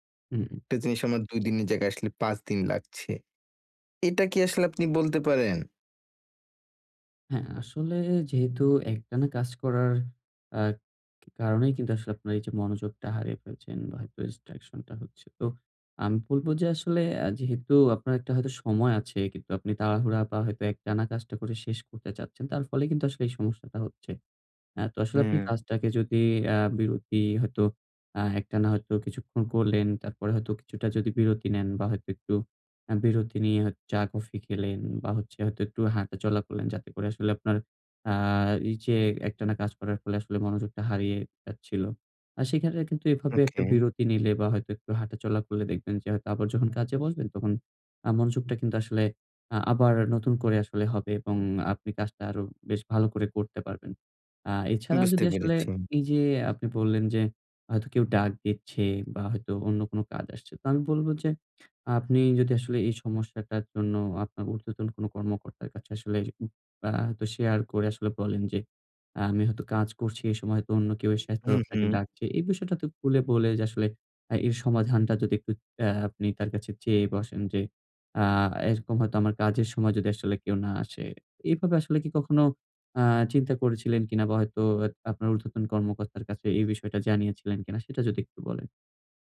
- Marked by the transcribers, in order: other background noise; in English: "distraction"; tapping; horn
- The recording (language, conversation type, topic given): Bengali, advice, কাজের সময় বিভ্রান্তি কমিয়ে কীভাবে একটিমাত্র কাজে মনোযোগ ধরে রাখতে পারি?